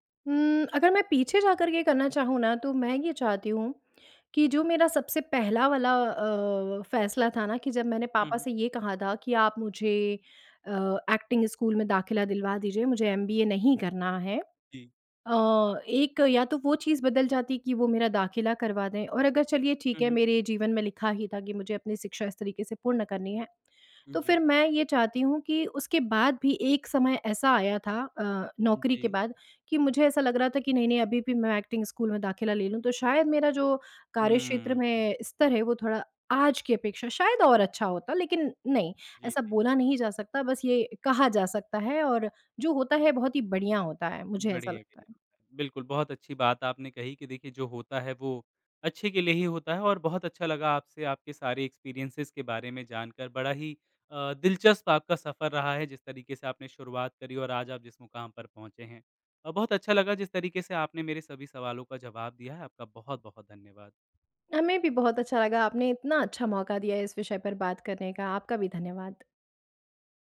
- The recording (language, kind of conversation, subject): Hindi, podcast, आपने करियर बदलने का फैसला कैसे लिया?
- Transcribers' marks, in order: in English: "एक्टिंग"; in English: "एक्टिंग"; in English: "एक्सपीरियन्सिज़"